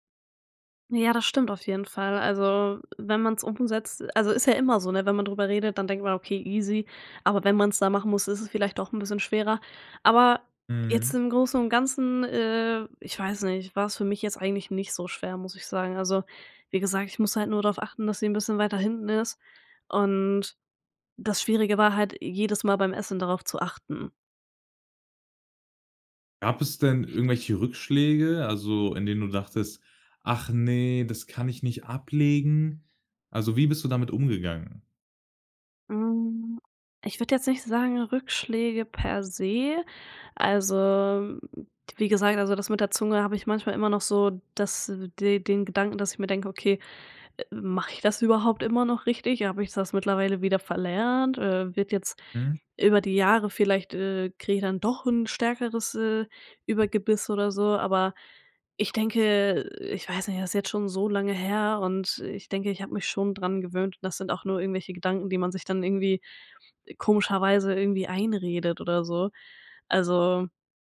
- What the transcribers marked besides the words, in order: none
- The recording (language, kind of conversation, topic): German, podcast, Kannst du von einer Situation erzählen, in der du etwas verlernen musstest?